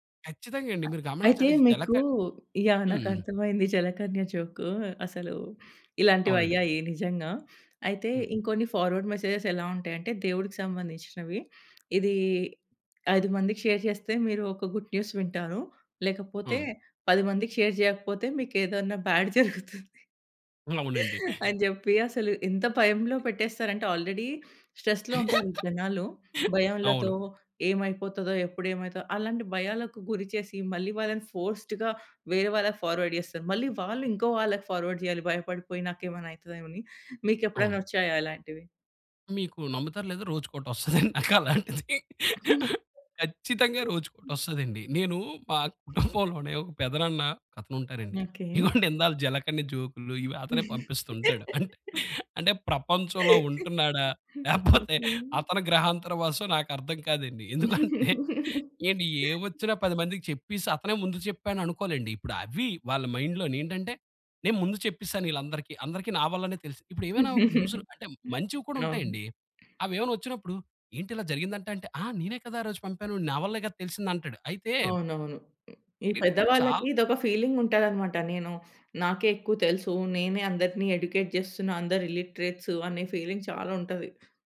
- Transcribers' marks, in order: other background noise; in English: "జోక్"; in English: "ఫార్వర్డ్ మెసేజెస్"; in English: "షేర్"; in English: "గుడ్ న్యూస్"; in English: "షేర్"; laughing while speaking: "బ్యాడ్ జరుగుతుంది"; in English: "బ్యాడ్"; in English: "ఆల్రెడీ స్ట్రెస్‌లో"; giggle; in English: "ఫోర్‌స్డ్‌గా"; in English: "ఫార్వర్డ్"; in English: "ఫార్వర్డ్"; laughing while speaking: "రోజుకొకటోస్తదండి నాకలాంటిది"; giggle; chuckle; chuckle; giggle; laughing while speaking: "లేకపోతే"; chuckle; laughing while speaking: "ఎందుకంటే"; giggle; in English: "మైండ్‌లోనేంటంటే"; giggle; tapping; in English: "ఎడ్యుకేట్"; in English: "ఇల్లిటరేట్స్"; in English: "ఫీలింగ్"
- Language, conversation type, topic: Telugu, podcast, ఫేక్ న్యూస్‌ను మీరు ఎలా గుర్తించి, ఎలా స్పందిస్తారు?